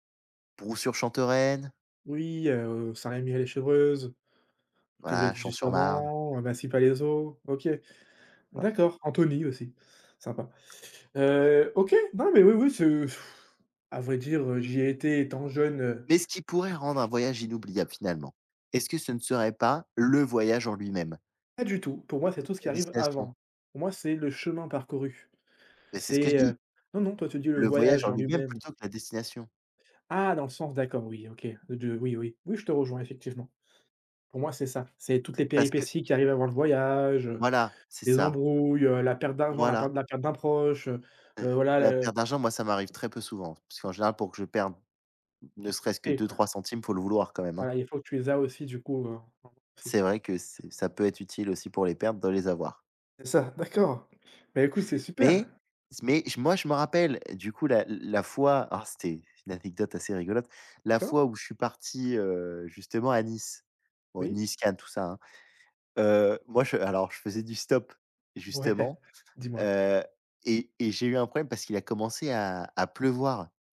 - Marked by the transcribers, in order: unintelligible speech; tapping; unintelligible speech; blowing; stressed: "le"; unintelligible speech; unintelligible speech; laughing while speaking: "D'accord"; chuckle; laughing while speaking: "Ouais"
- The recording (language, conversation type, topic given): French, unstructured, Qu’est-ce qui rend un voyage inoubliable selon toi ?